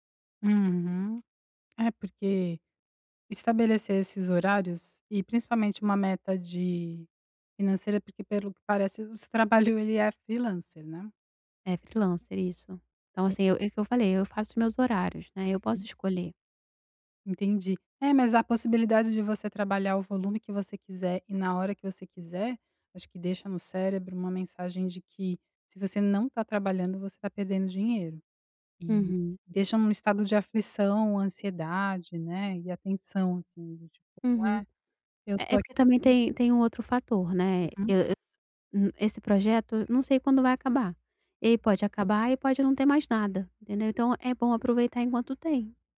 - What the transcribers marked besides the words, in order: tapping
- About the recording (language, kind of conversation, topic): Portuguese, advice, Como posso equilibrar meu tempo entre responsabilidades e lazer?